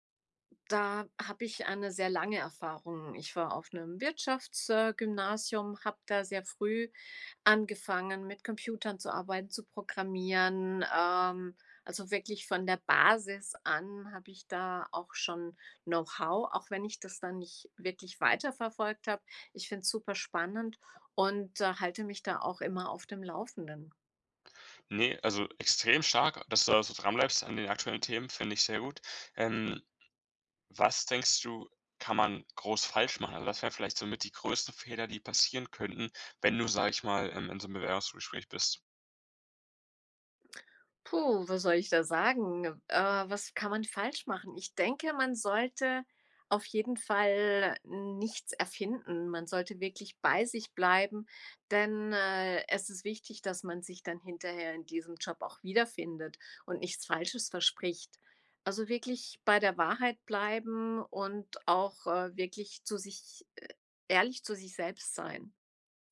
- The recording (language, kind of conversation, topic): German, podcast, Wie überzeugst du potenzielle Arbeitgeber von deinem Quereinstieg?
- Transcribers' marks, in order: none